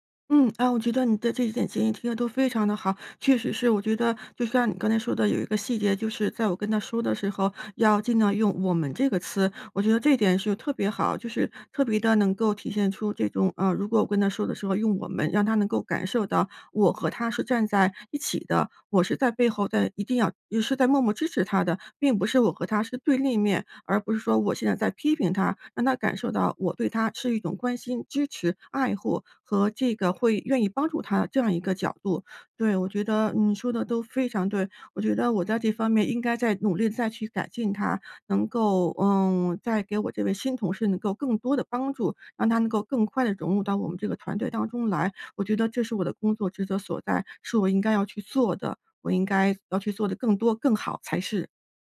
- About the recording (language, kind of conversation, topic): Chinese, advice, 在工作中该如何给同事提供负面反馈？
- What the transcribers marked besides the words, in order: none